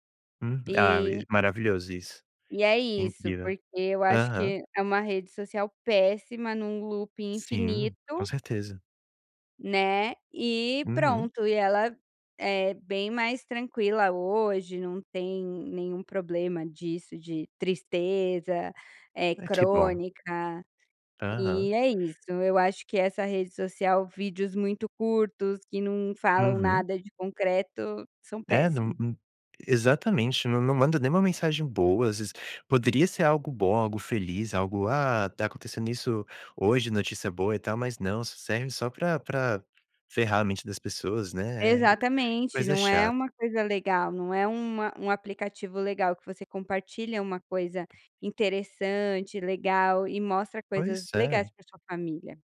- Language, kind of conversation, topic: Portuguese, podcast, Como cada geração na sua família usa as redes sociais e a tecnologia?
- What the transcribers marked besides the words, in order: in English: "looping"